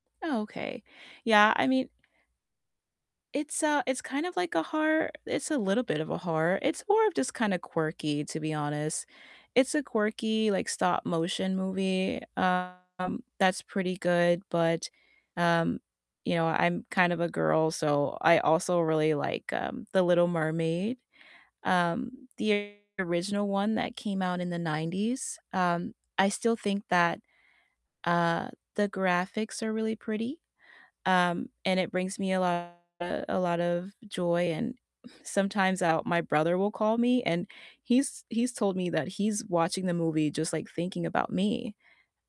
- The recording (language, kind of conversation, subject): English, unstructured, What comfort films do you rewatch on rainy days?
- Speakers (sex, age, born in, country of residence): female, 30-34, United States, United States; male, 25-29, United States, United States
- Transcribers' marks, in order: distorted speech